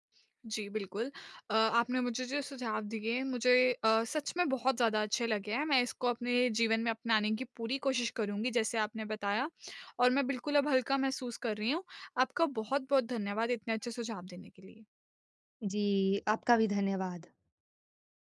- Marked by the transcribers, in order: none
- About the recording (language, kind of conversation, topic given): Hindi, advice, मैं अपनी गलती ईमानदारी से कैसे स्वीकार करूँ और उसे कैसे सुधारूँ?